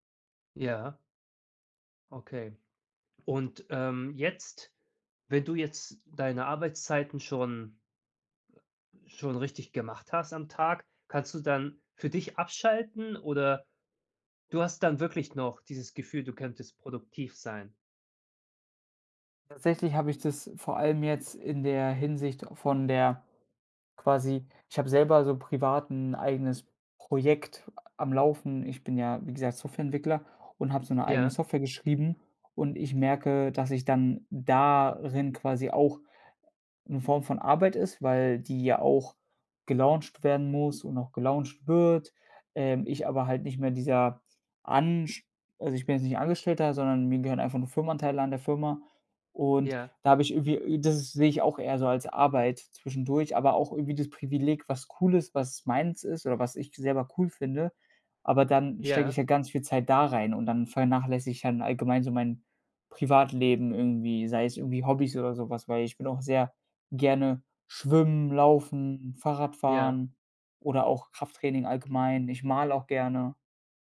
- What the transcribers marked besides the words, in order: other noise
- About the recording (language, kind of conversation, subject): German, advice, Wie kann ich im Homeoffice eine klare Tagesstruktur schaffen, damit Arbeit und Privatleben nicht verschwimmen?